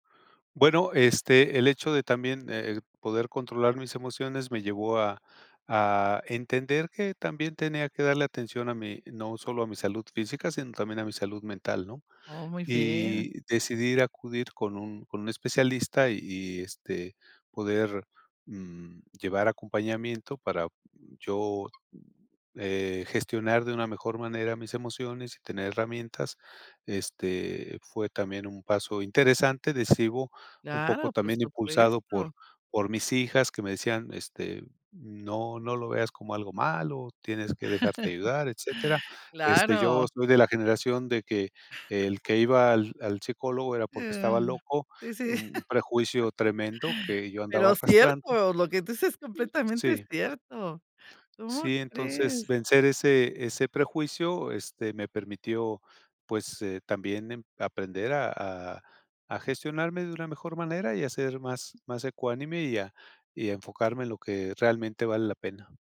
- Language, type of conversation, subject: Spanish, podcast, ¿Cómo decides qué hábito merece tu tiempo y esfuerzo?
- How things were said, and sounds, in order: other background noise; chuckle; gasp; other noise; laugh; gasp